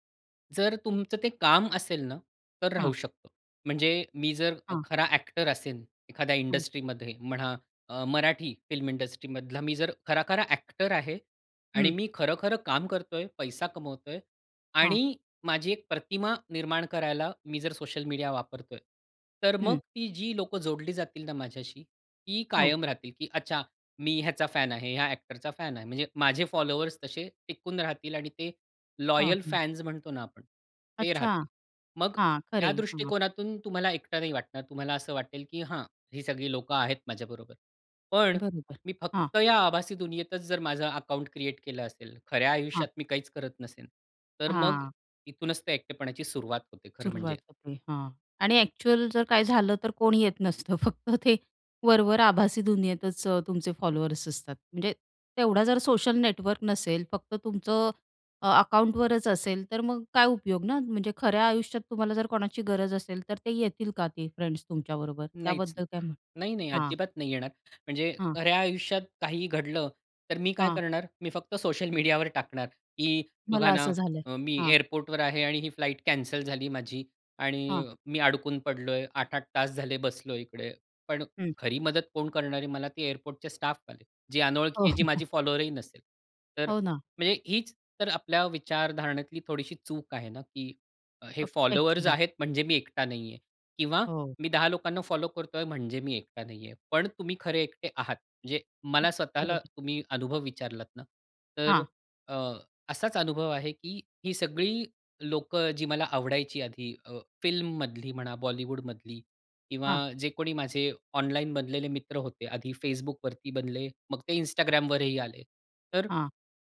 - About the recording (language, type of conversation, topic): Marathi, podcast, सोशल मीडियामुळे एकटेपणा कमी होतो की वाढतो, असं तुम्हाला वाटतं का?
- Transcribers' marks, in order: tapping; other background noise; laughing while speaking: "फक्त"; in English: "फ्रेंड्स"; laughing while speaking: "सोशल मीडियावर"; in English: "फ्लाइट"; chuckle